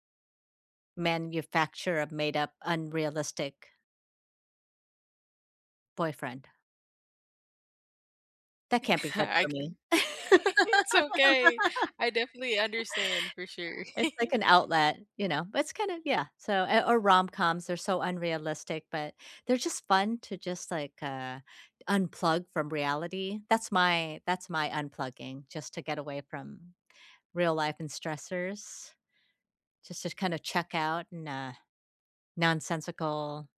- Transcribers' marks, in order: chuckle; giggle; laughing while speaking: "It's okay"; laugh; giggle
- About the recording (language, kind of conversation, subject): English, unstructured, Why do people stay in unhealthy relationships?
- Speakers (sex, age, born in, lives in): female, 18-19, United States, United States; female, 55-59, Vietnam, United States